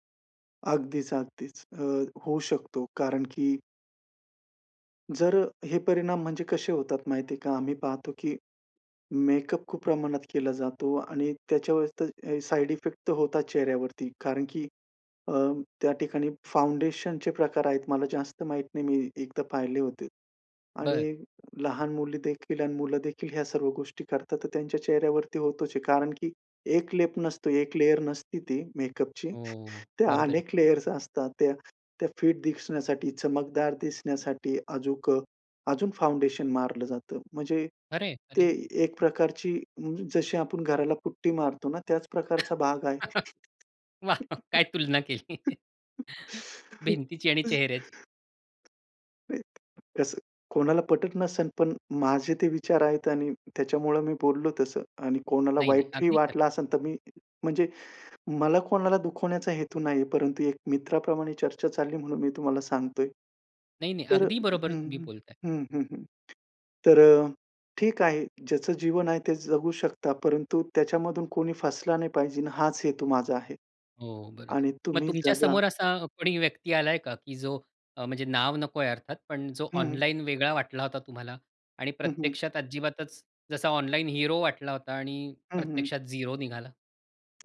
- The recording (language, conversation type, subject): Marathi, podcast, ऑनलाइन आणि वास्तव आयुष्यातली ओळख वेगळी वाटते का?
- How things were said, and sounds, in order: in English: "इफेक्ट"; in English: "लेयर"; chuckle; in English: "लेयर्स"; chuckle; laughing while speaking: "वाह! काय तुलना केली"; chuckle; laugh; laughing while speaking: "नाही"; tapping; in English: "झीरो"